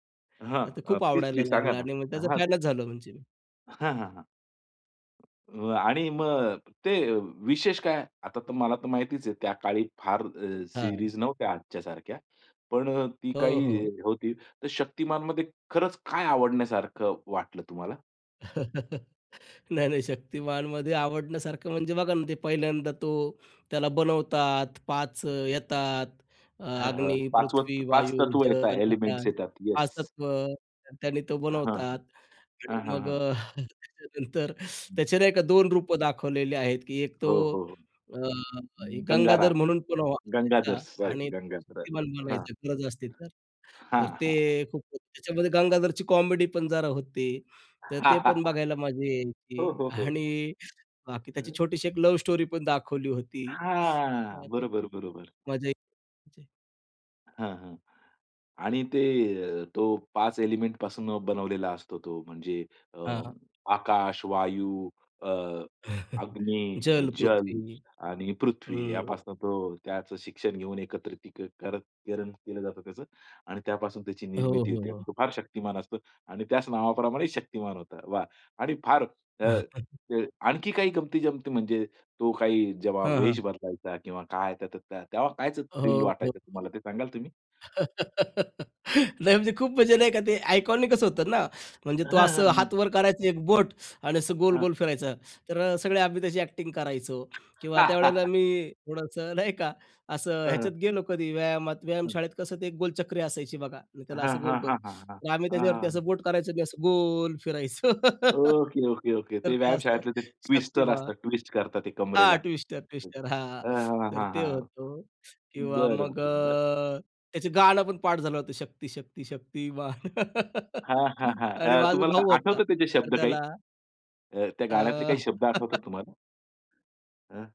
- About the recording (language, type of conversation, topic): Marathi, podcast, लहानपणीचा आवडता टीव्ही शो कोणता आणि का?
- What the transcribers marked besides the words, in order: in English: "सिरीज"; chuckle; laughing while speaking: "नाही, नाही"; in English: "एलिमेंट्स"; chuckle; laughing while speaking: "त्याच्यानंतर"; other background noise; other noise; in English: "कॉमेडी"; laugh; laughing while speaking: "आणि"; drawn out: "हां"; in English: "लव स्टोरी"; unintelligible speech; tapping; in English: "एलिमेंटपासून"; chuckle; chuckle; in English: "थ्रिल"; laugh; laughing while speaking: "नाही म्हणजे खूप म्हणजे नाही का ते आयकॉनिकच होतं ना"; in English: "आयकॉनिकच"; laugh; in English: "ट्विस्टर"; drawn out: "गोल"; in English: "ट्विस्ट"; laugh; in English: "ट्विस्टर ट्विस्टर"; drawn out: "अ"; laugh; laugh